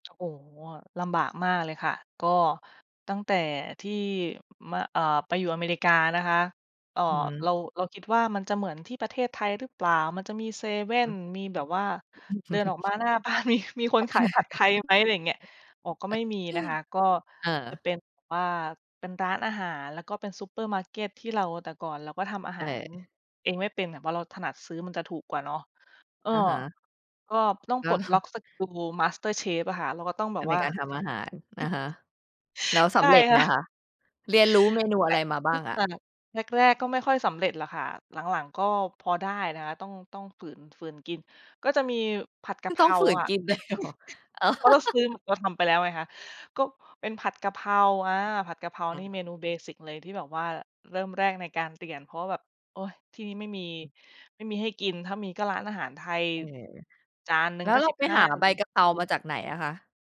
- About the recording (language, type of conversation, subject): Thai, podcast, คุณชอบอาหารริมทางแบบไหนที่สุด และเพราะอะไร?
- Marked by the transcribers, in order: other background noise; laughing while speaking: "บ้าน มี"; chuckle; tapping; chuckle; chuckle; laughing while speaking: "ค่ะ"; chuckle; laughing while speaking: "เลยเหรอ ? เออ"; laugh; in English: "เบสิก"; unintelligible speech